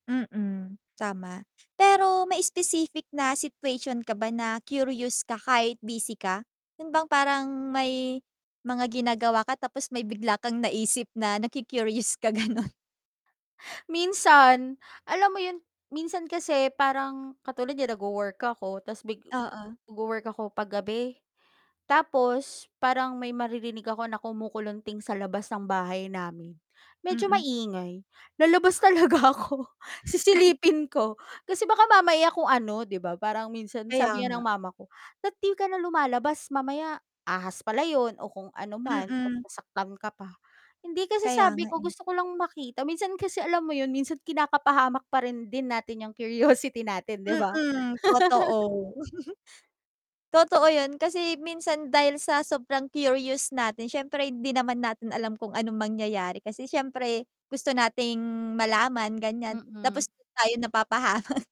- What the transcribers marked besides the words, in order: other background noise; laughing while speaking: "gano'n?"; laughing while speaking: "talaga ako"; chuckle; distorted speech; tapping; laughing while speaking: "curiosity"; static; chuckle; laugh; laughing while speaking: "napapahama"
- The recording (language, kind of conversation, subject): Filipino, podcast, Paano ka nananatiling mausisa kahit sobrang abala ka?